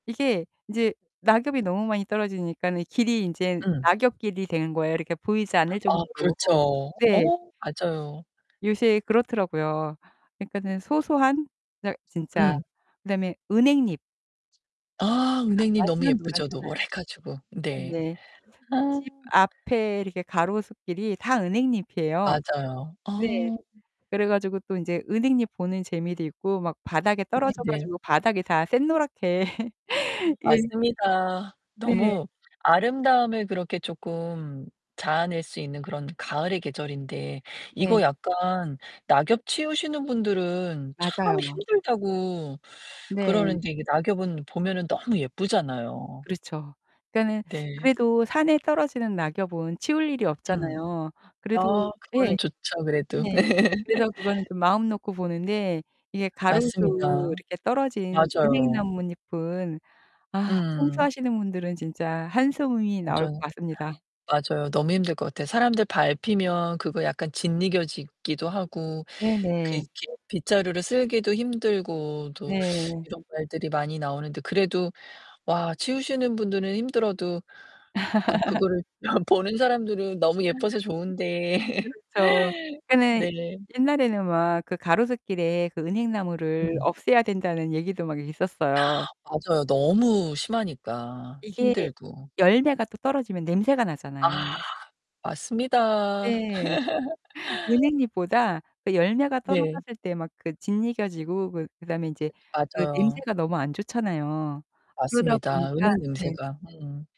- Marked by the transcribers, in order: other background noise; distorted speech; laugh; laugh; tapping; laugh; laughing while speaking: "보는 사람들은 너무 예뻐서 좋은데"; laugh; gasp; laugh
- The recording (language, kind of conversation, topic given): Korean, podcast, 산책하다가 발견한 작은 기쁨을 함께 나눠주실래요?